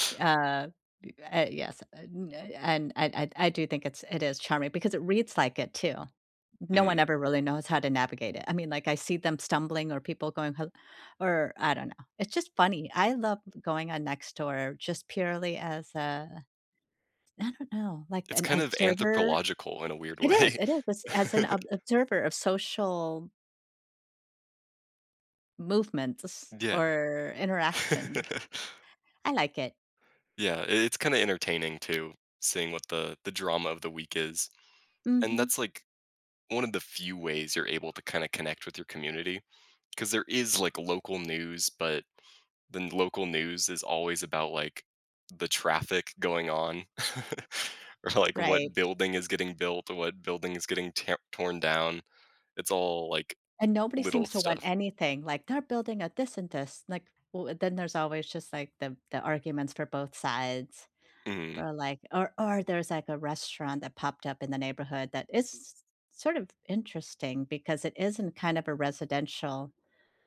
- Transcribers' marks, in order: laughing while speaking: "way"; laugh; tapping; drawn out: "or"; laugh; chuckle; laughing while speaking: "like"
- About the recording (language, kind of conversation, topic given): English, unstructured, What are your go-to ways to keep up with local decisions that shape your daily routines and community?